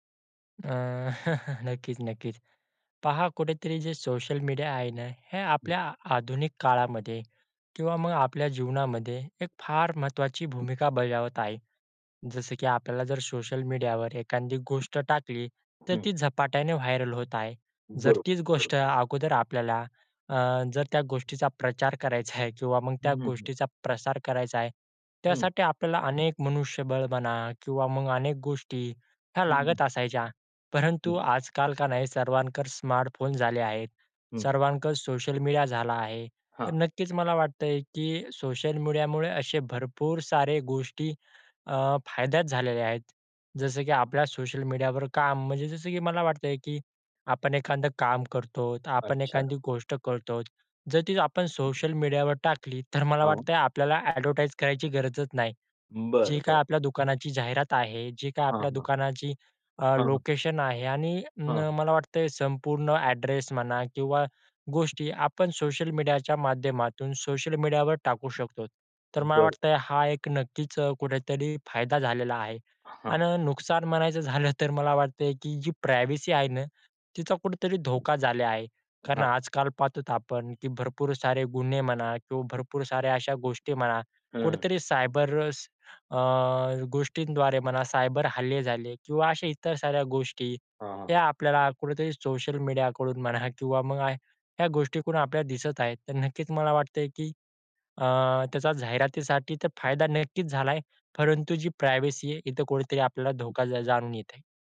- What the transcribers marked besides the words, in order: chuckle; other background noise; tapping; in English: "व्हायरल"; in English: "एडवटाईज"; in English: "एड्रेस"; in English: "प्रायव्हसी"; "पाहतो" said as "पहातोत"; other noise; in English: "प्रायव्हसी"
- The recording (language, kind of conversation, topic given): Marathi, podcast, सोशल मीडियावर आपले काम शेअर केल्याचे फायदे आणि धोके काय आहेत?